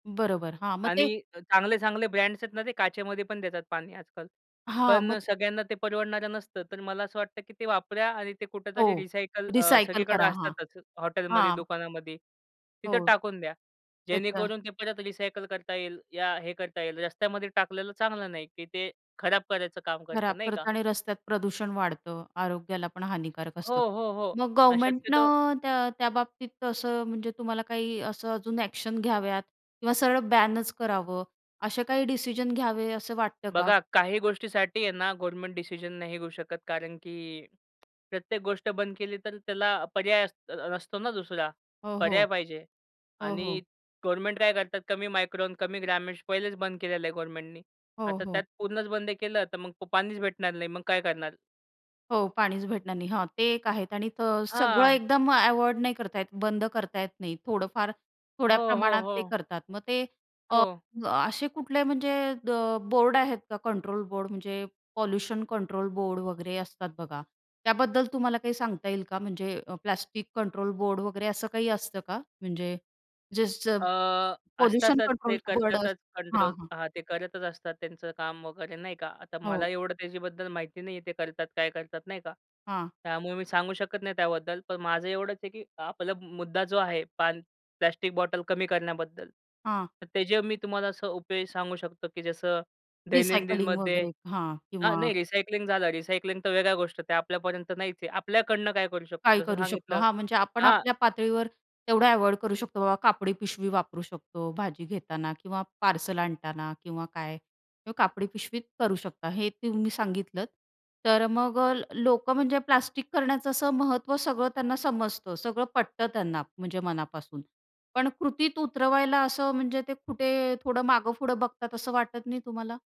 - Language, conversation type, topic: Marathi, podcast, प्लास्टिक कमी करण्यासाठी कोणत्या दैनंदिन सवयी सर्वात उपयुक्त वाटतात?
- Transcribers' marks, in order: tapping; in English: "अ‍ॅक्शन"; in English: "मायक्रॉन"; in English: "पोल्युशन कंट्रोल बोर्ड"; in English: "प्लास्टिक कंट्रोल बोर्ड"; in English: "पोल्युशन कंट्रोल बोर्ड"; in English: "रिसायकलिंग"; in English: "रिसायकलिंग"; in English: "रिसायकलिंग"; other background noise